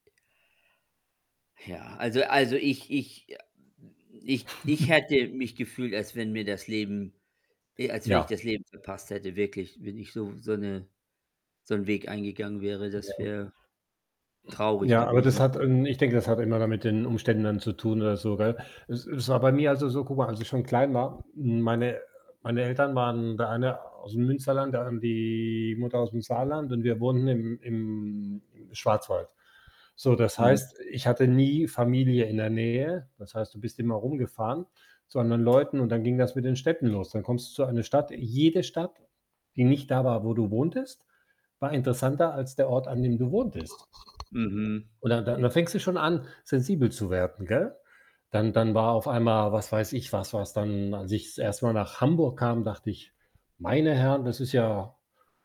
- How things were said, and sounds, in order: chuckle; other background noise; static; distorted speech; throat clearing; drawn out: "die"; drawn out: "im im"; stressed: "jede"
- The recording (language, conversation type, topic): German, unstructured, Welche Stadt hat dich am meisten überrascht?